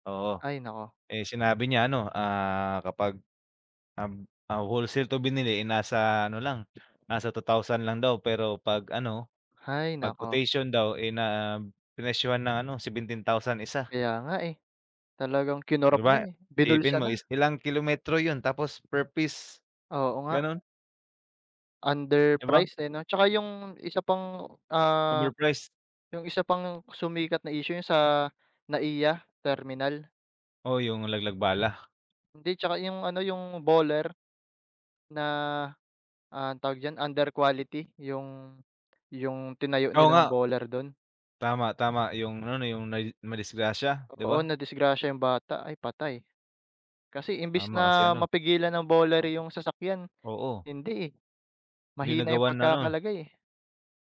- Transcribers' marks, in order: tapping
- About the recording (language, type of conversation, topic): Filipino, unstructured, Ano ang papel ng midya sa pagsubaybay sa pamahalaan?